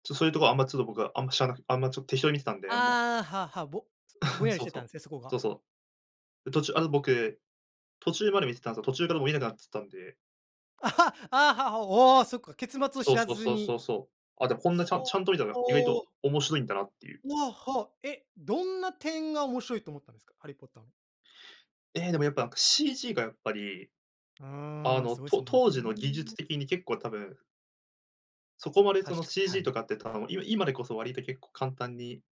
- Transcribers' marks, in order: chuckle; laugh
- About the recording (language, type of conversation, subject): Japanese, podcast, 最近好きな映画について、どんなところが気に入っているのか教えてくれますか？